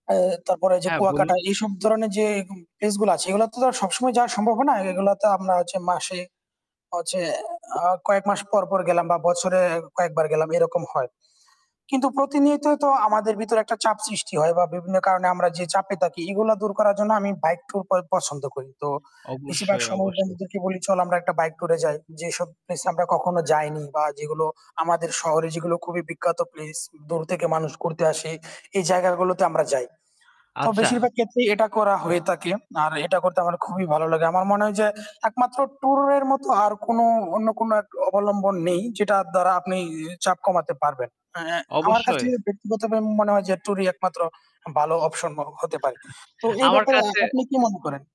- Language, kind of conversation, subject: Bengali, unstructured, আপনি কীভাবে চাপ কমানোর চেষ্টা করেন?
- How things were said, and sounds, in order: static; tapping; distorted speech; "এরকম" said as "একম"; other background noise; chuckle